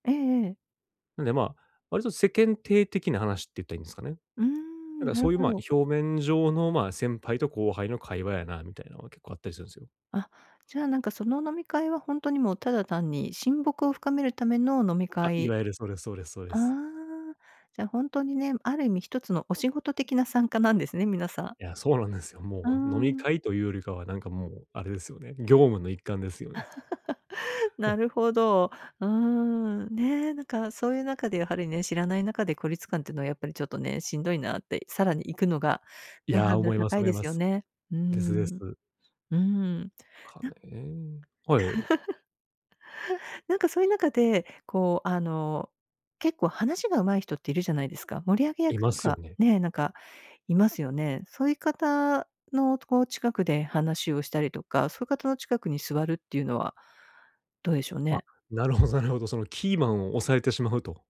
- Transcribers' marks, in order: laugh; laugh
- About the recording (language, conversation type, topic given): Japanese, advice, 集まりでいつも孤立してしまうのですが、どうすれば自然に交流できますか？